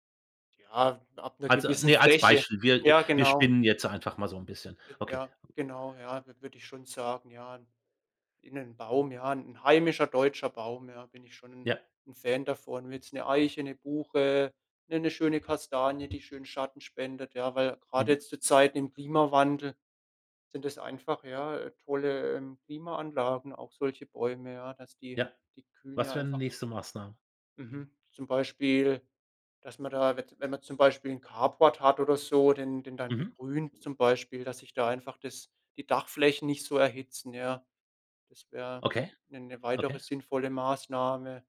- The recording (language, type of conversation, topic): German, podcast, Was kann jede Stadt konkret tun, um Insekten zu retten?
- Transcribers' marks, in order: other background noise